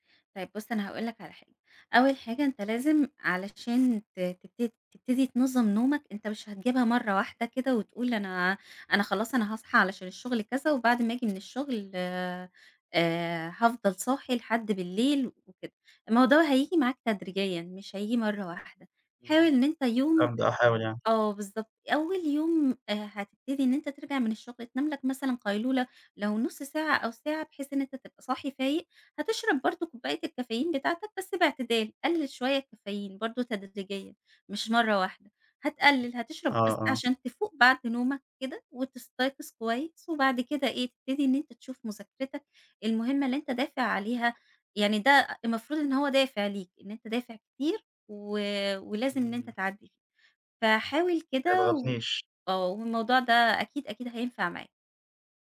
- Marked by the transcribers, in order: other background noise; unintelligible speech
- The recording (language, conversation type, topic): Arabic, advice, إزاي جدول نومك المتقلب بيأثر على نشاطك وتركيزك كل يوم؟